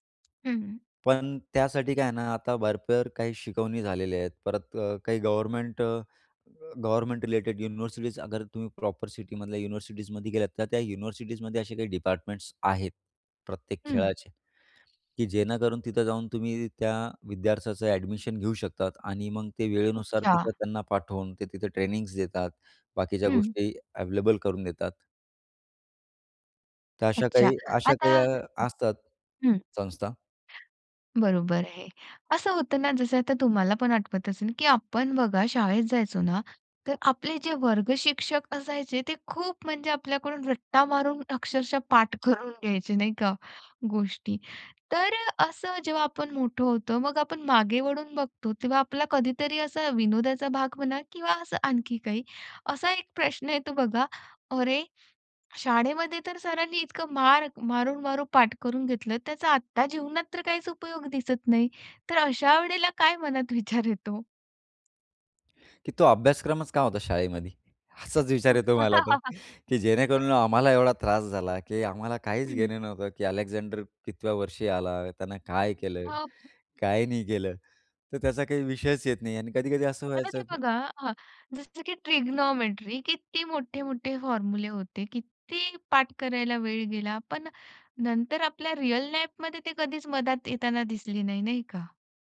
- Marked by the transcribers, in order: in English: "गव्हर्नमेंट"; in English: "गव्हर्नमेंट रिलेटेड युनिव्हर्सिटीज"; in Hindi: "अगर"; in English: "प्रॉपर सिटीमधल्या युनिव्हर्सिटीजमध्ये"; in English: "युनिव्हर्सिटीजमध्ये"; in English: "डिपार्टमेंट्स"; other background noise; breath; in English: "एडमिशन"; in English: "ट्रेनिंगज"; breath; in English: "अवेलेबल"; laughing while speaking: "विचार येतो?"; laughing while speaking: "असाच विचार येतो मला तर"; laugh; in English: "अलेक्झांडर"; in English: "ट्रिग्नोमेट्री"; in English: "फॉर्मुले"; in English: "रिअल लाईफ"
- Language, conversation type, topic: Marathi, podcast, शाळेबाहेर कोणत्या गोष्टी शिकायला हव्यात असे तुम्हाला वाटते, आणि का?